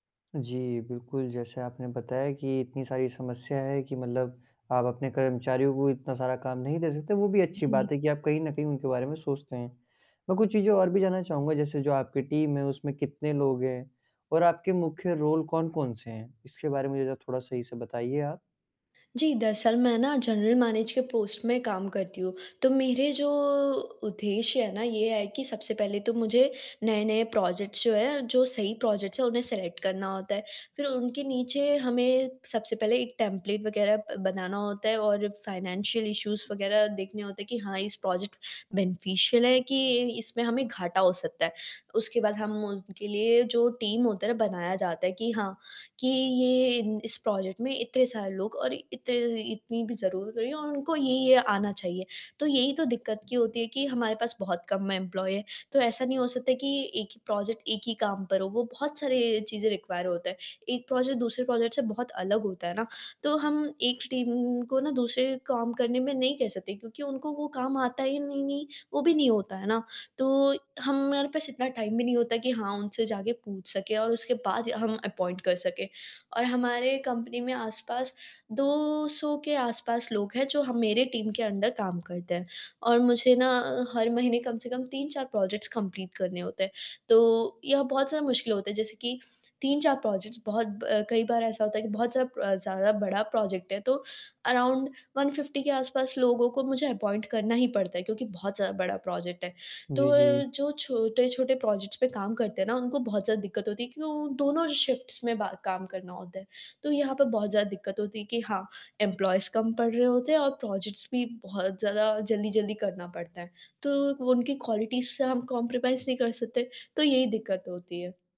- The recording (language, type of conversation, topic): Hindi, advice, स्टार्टअप में मजबूत टीम कैसे बनाऊँ और कर्मचारियों को लंबे समय तक कैसे बनाए रखूँ?
- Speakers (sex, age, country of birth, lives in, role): female, 18-19, India, India, user; male, 18-19, India, India, advisor
- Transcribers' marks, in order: in English: "टीम"; in English: "रोल"; tapping; in English: "पोस्ट"; in English: "प्रोजेक्ट्स"; in English: "प्रोजेक्ट्स"; in English: "सेलेक्ट"; in English: "फाइनेंशियल इश्यूज"; in English: "प्रोजेक्ट बेनिफिशियल"; in English: "टीम"; in English: "प्रोजेक्ट"; in English: "एम्प्लॉयी"; in English: "प्रोजेक्ट"; in English: "रिक्वायर"; in English: "प्रोजेक्ट"; in English: "प्रोजेक्ट"; in English: "टीम"; in English: "टाइम"; in English: "अपॉइंट"; in English: "टीम"; in English: "अंडर"; in English: "प्रोजेक्ट्स कंप्लीट"; in English: "प्रोजेक्ट्स"; in English: "प्रोजेक्ट"; in English: "अराउंड वन फिफ्टी"; in English: "अपॉइंट"; in English: "प्रोजेक्ट"; in English: "प्रोजेक्ट्स"; in English: "शिफ्ट्स"; in English: "इम्प्लॉइज"; in English: "प्रोजेक्ट्स"; in English: "क्वालिटीज़"; in English: "कंप्रोमाइज़"